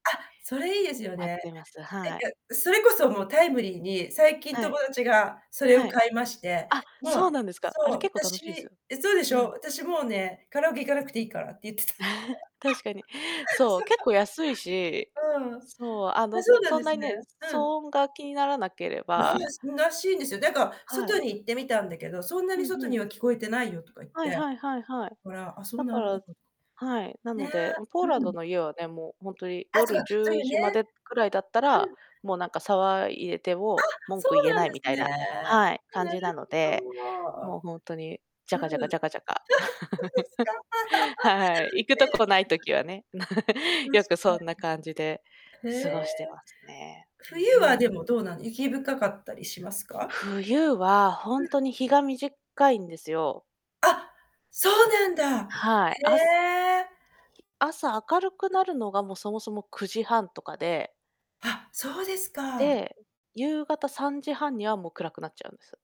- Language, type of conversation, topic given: Japanese, unstructured, 休日は普段どのように過ごすことが多いですか？
- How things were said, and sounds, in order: chuckle; laugh; distorted speech; laughing while speaking: "そう"; other noise; static; laughing while speaking: "あ、は、そうですか"; laugh; chuckle; tapping; chuckle